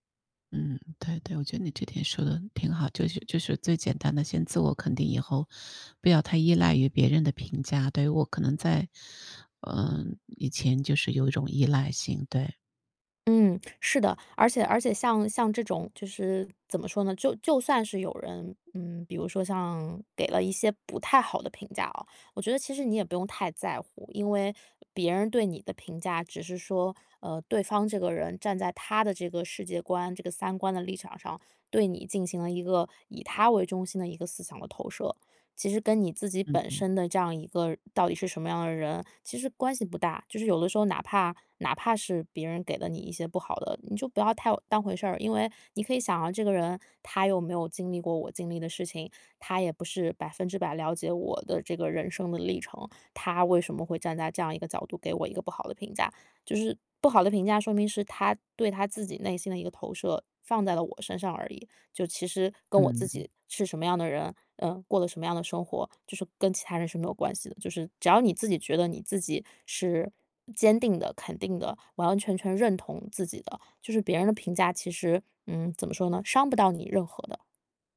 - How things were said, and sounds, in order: other background noise
- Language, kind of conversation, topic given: Chinese, advice, 如何面对别人的评价并保持自信？